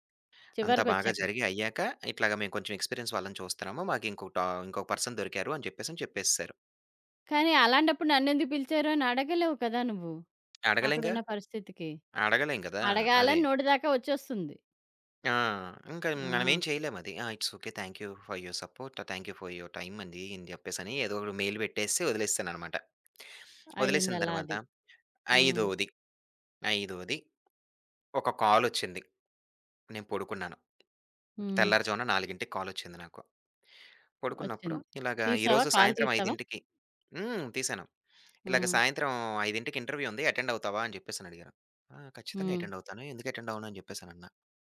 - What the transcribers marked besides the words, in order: in English: "ఎక్స్‌పీరియన్స్"; in English: "పర్సన్"; tapping; other background noise; in English: "ఇట్స్ ఓకే. థాంక్ యూ ఫర్ యూర్ సపోర్ట్, థాంక్ యూ ఫర్ యూర్ టైమ్"; in English: "మెయిల్"; in English: "కాల్"; in English: "ఇంటర్వ్యూ"; in English: "అటెండ్"; in English: "అటెండ్"; in English: "అటెండ్"
- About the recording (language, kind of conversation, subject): Telugu, podcast, ఉద్యోగ భద్రతా లేదా స్వేచ్ఛ — మీకు ఏది ఎక్కువ ముఖ్యమైంది?